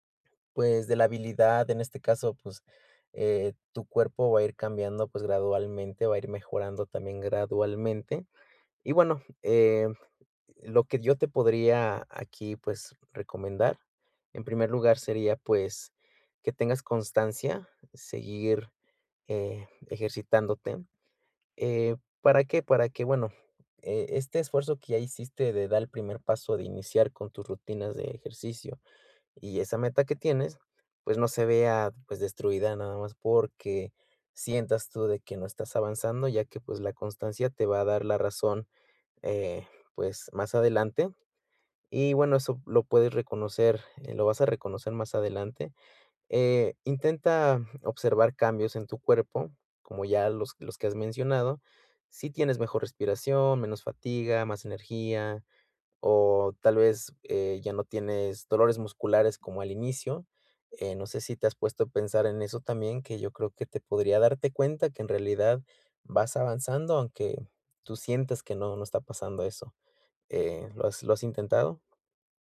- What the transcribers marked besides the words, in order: tapping
- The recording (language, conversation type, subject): Spanish, advice, ¿Cómo puedo reconocer y valorar mi progreso cada día?